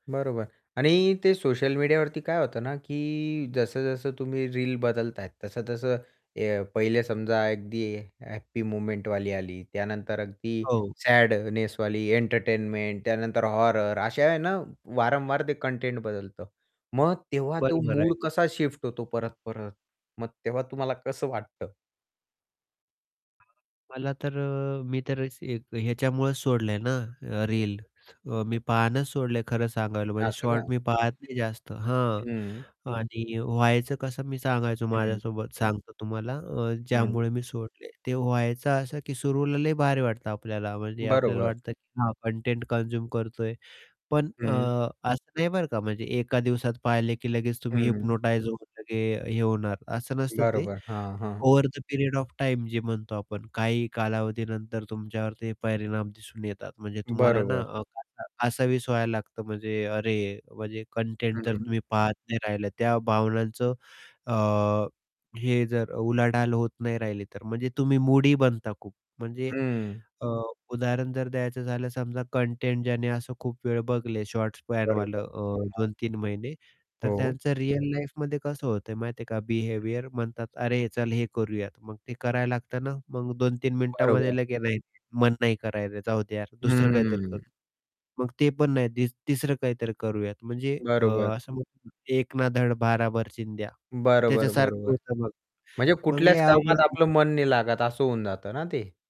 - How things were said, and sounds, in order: static; in English: "मोमेंटवाली"; in English: "सॅडनेसवाली"; distorted speech; unintelligible speech; unintelligible speech; "सुरुवातीला" said as "सुरुला"; in English: "कन्झ्युम"; in English: "ओव्हर द पिरियड ऑफ टाईम"; unintelligible speech; in English: "स्पॅन"; in English: "लाईफमध्ये"; unintelligible speech
- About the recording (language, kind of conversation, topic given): Marathi, podcast, सोशल मिडियाचा वापर केल्याने तुमच्या मनःस्थितीवर काय परिणाम होतो?